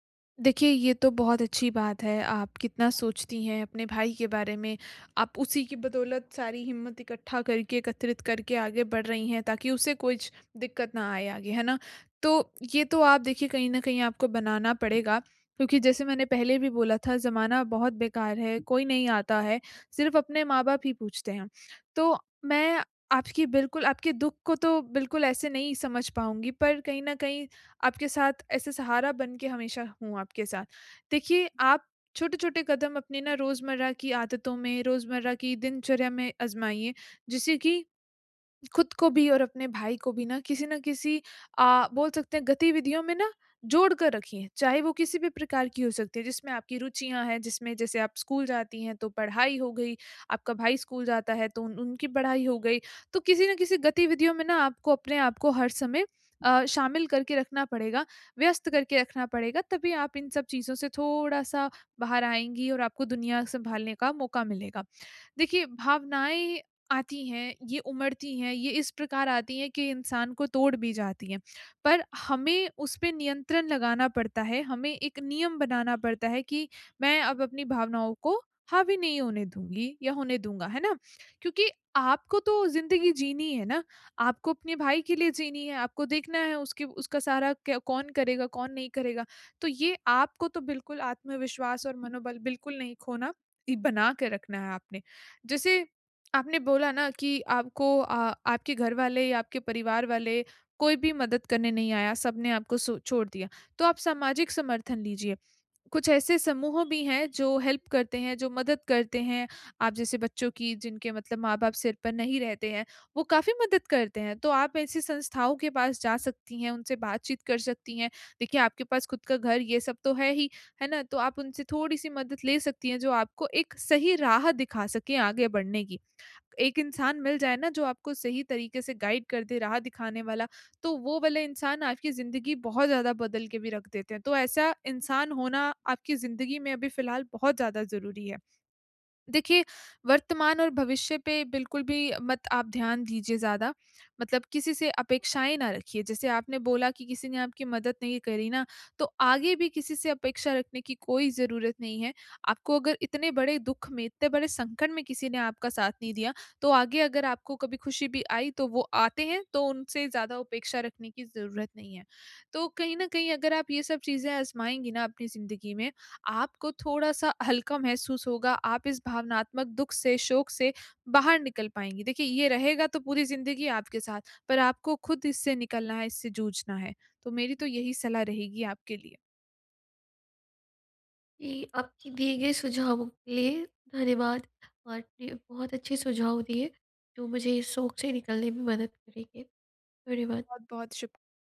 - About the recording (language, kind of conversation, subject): Hindi, advice, भावनात्मक शोक को धीरे-धीरे कैसे संसाधित किया जाए?
- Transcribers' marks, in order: in English: "हेल्प"; in English: "गाइड"